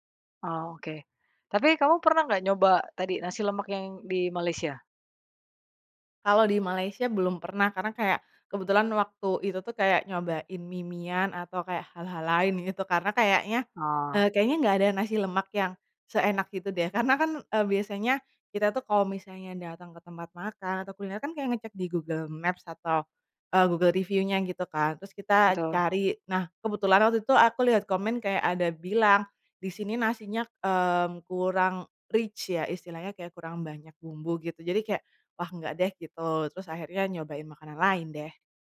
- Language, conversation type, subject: Indonesian, podcast, Apa pengalaman makan atau kuliner yang paling berkesan?
- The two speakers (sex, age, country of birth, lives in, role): female, 25-29, Indonesia, Indonesia, guest; female, 35-39, Indonesia, Indonesia, host
- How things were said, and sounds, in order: in English: "Google review-nya"; in English: "rich"